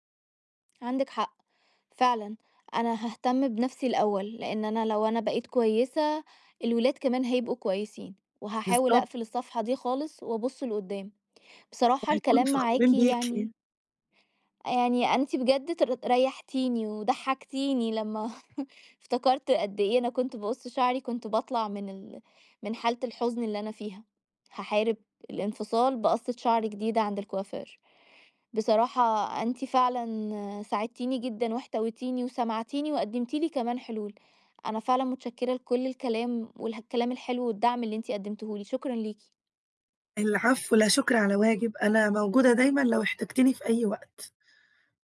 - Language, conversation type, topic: Arabic, advice, إزاي الانفصال أثّر على أدائي في الشغل أو الدراسة؟
- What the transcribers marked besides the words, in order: chuckle